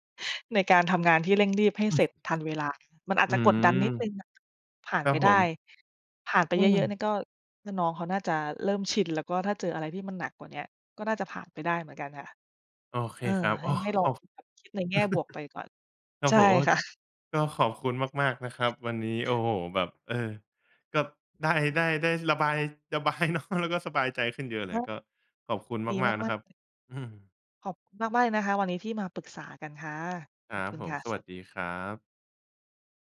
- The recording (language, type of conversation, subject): Thai, advice, ควรทำอย่างไรเมื่อมีแต่งานด่วนเข้ามาตลอดจนทำให้งานสำคัญถูกเลื่อนอยู่เสมอ?
- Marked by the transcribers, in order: other background noise; chuckle; tapping; laughing while speaking: "เนาะ"